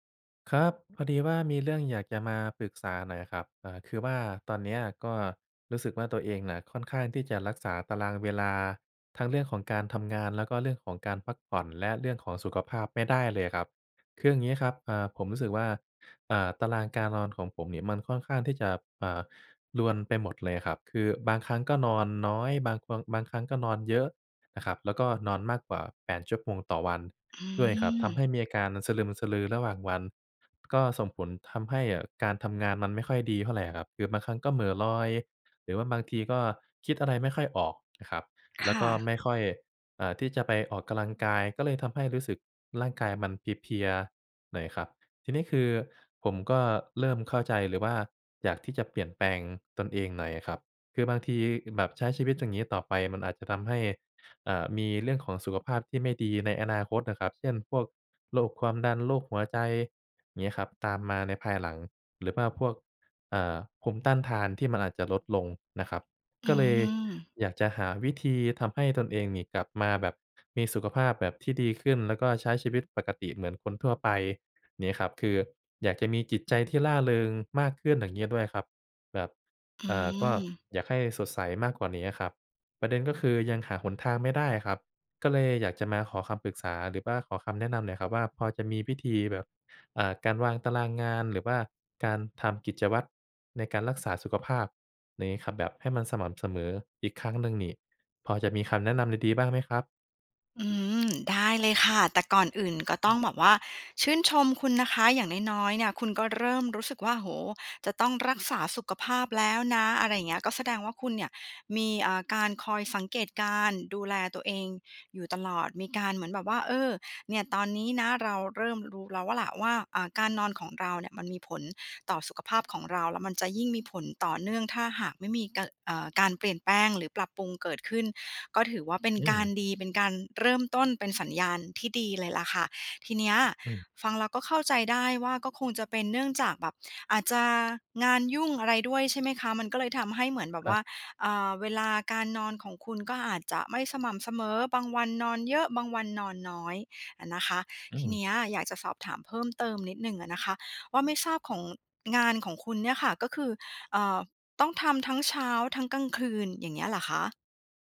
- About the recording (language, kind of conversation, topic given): Thai, advice, คุณรู้สึกอย่างไรกับการรักษาความสม่ำเสมอของกิจวัตรสุขภาพในช่วงที่งานยุ่ง?
- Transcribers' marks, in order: tapping